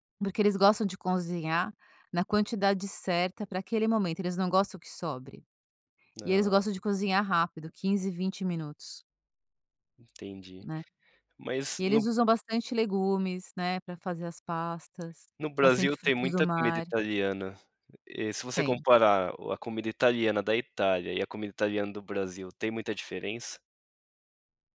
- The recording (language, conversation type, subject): Portuguese, podcast, Você pode me contar sobre uma refeição em família que você nunca esquece?
- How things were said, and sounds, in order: "cozinhar" said as "conzinhar"; tapping